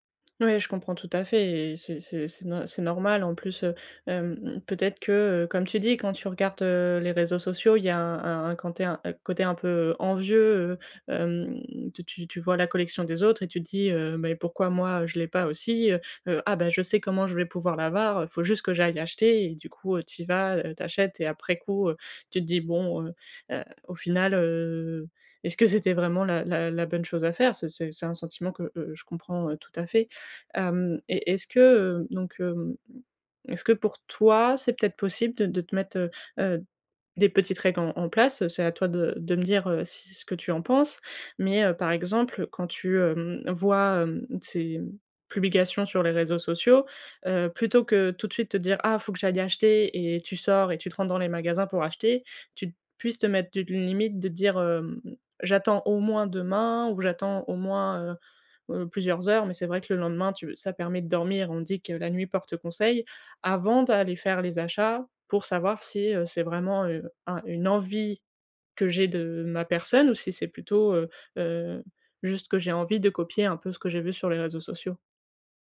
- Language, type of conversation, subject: French, advice, Comment puis-je arrêter de me comparer aux autres lorsque j’achète des vêtements et que je veux suivre la mode ?
- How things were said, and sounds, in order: other background noise; "l'avoir" said as "l'avar"; stressed: "toi"; stressed: "envie"